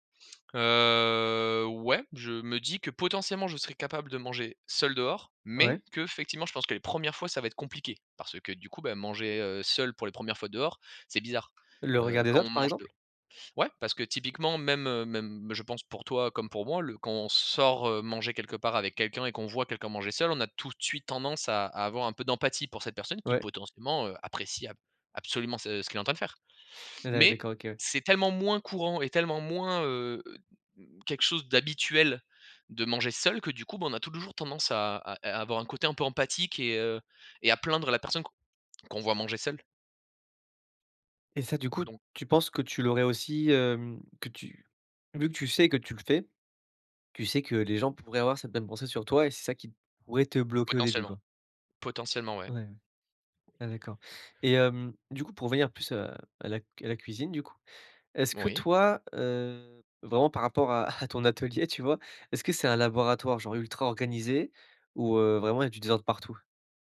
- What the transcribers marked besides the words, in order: drawn out: "Heu"; stressed: "mais"; tapping; "toujours" said as "touljours"; other background noise; laughing while speaking: "à"
- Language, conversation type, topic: French, podcast, Comment organises-tu ta cuisine au quotidien ?